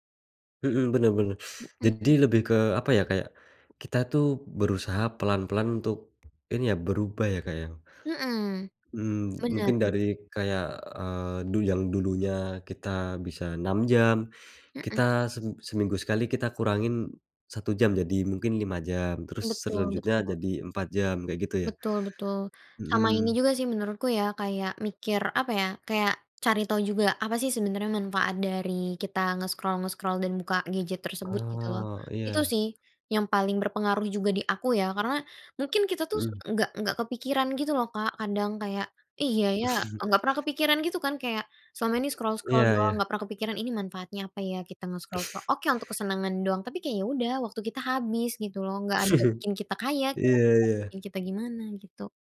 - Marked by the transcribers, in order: tapping; other background noise; in English: "nge-scroll-nge-scroll"; chuckle; in English: "scroll-scroll"; in English: "nge-scroll"; chuckle; chuckle; unintelligible speech
- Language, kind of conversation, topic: Indonesian, podcast, Bagaimana cara mengatur waktu layar agar tidak kecanduan gawai, menurutmu?